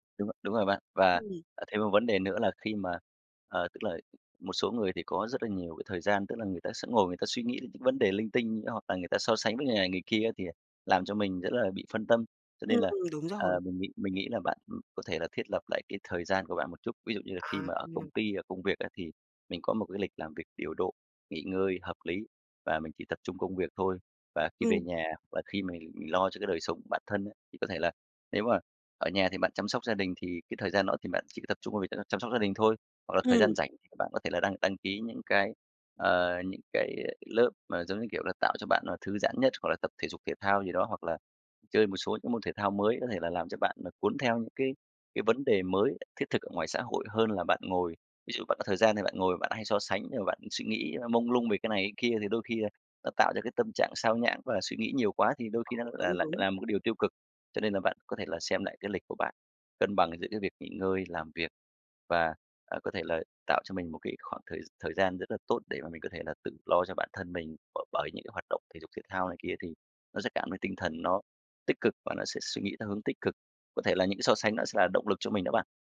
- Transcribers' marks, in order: other background noise; tapping; other noise; unintelligible speech
- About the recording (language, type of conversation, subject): Vietnamese, advice, Làm sao để ngừng so sánh bản thân với người khác?